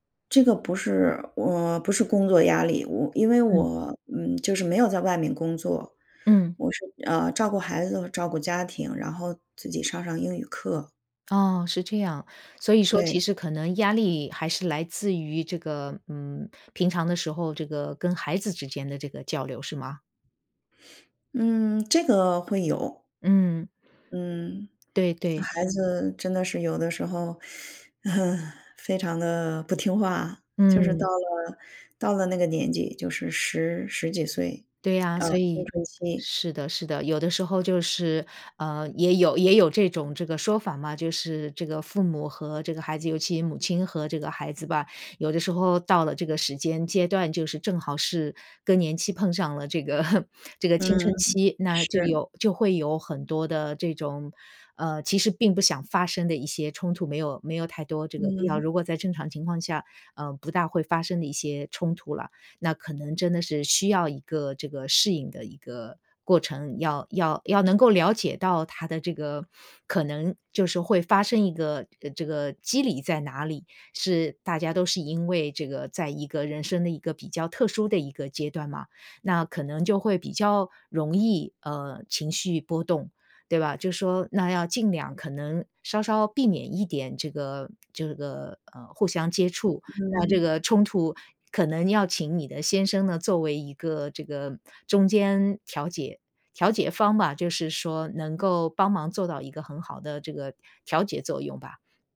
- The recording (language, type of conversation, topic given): Chinese, advice, 你最近出现了哪些身体健康变化，让你觉得需要调整生活方式？
- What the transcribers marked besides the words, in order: teeth sucking; laugh; laugh